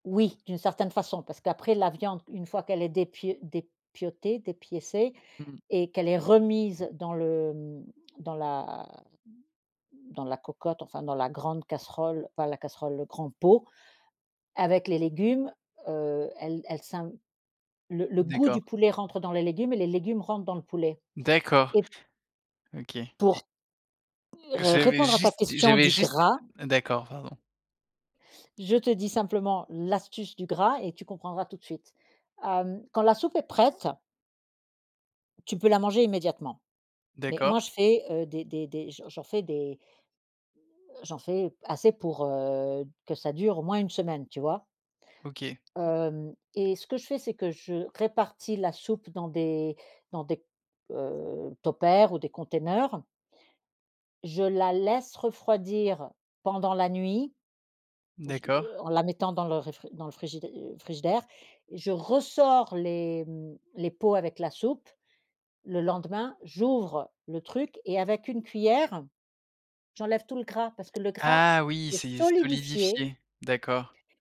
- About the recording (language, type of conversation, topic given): French, podcast, Quelle est ta soupe préférée pour te réconforter ?
- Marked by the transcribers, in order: tapping; stressed: "remise"; stressed: "l'astuce"; other background noise; stressed: "ressors"; stressed: "solidifié"